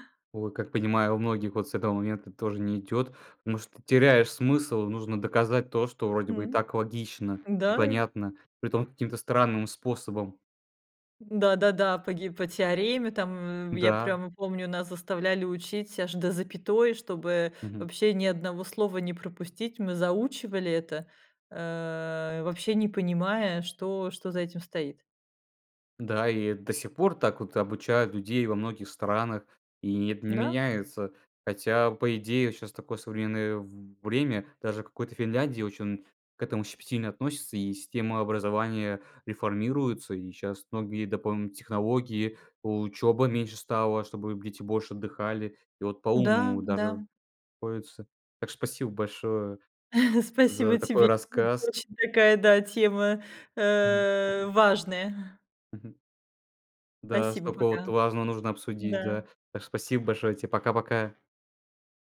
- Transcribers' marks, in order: other background noise; chuckle
- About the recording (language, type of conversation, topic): Russian, podcast, Что, по‑твоему, мешает учиться с удовольствием?